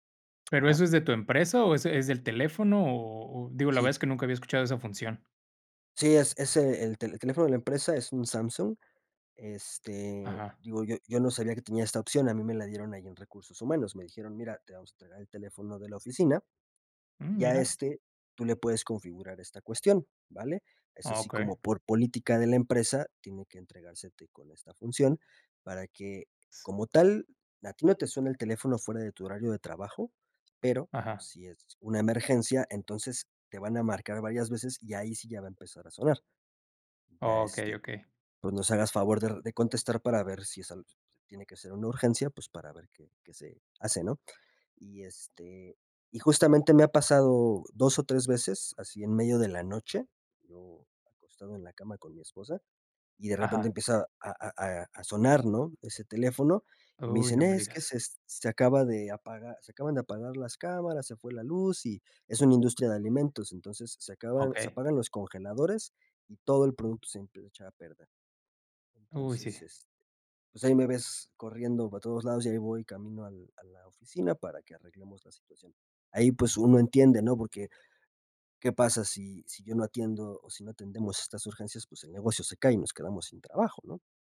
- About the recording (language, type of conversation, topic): Spanish, podcast, ¿Cómo priorizas tu tiempo entre el trabajo y la familia?
- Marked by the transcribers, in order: "de" said as "der"